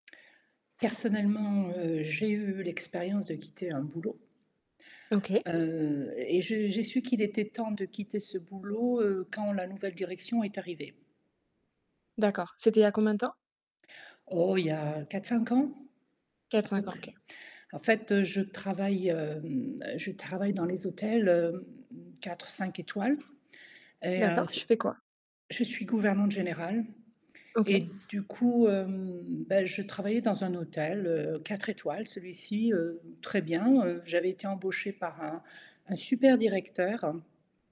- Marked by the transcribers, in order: static; tapping; distorted speech; other background noise
- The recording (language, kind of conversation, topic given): French, podcast, Quand tu sais qu'il est temps de quitter un boulot ?